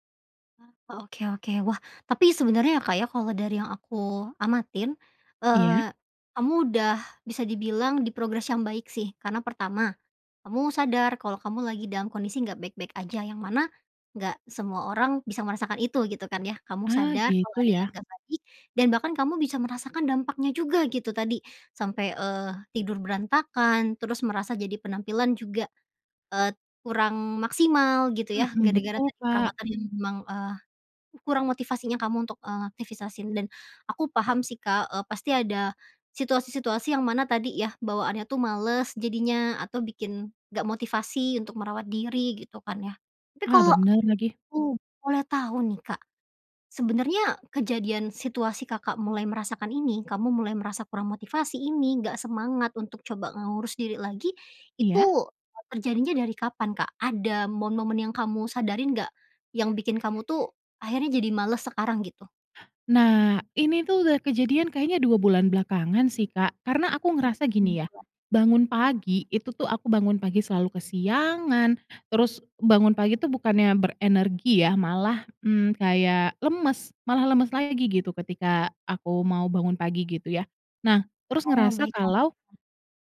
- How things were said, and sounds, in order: unintelligible speech; other background noise; unintelligible speech; unintelligible speech
- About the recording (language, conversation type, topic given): Indonesian, advice, Bagaimana cara mengatasi rasa lelah dan hilang motivasi untuk merawat diri?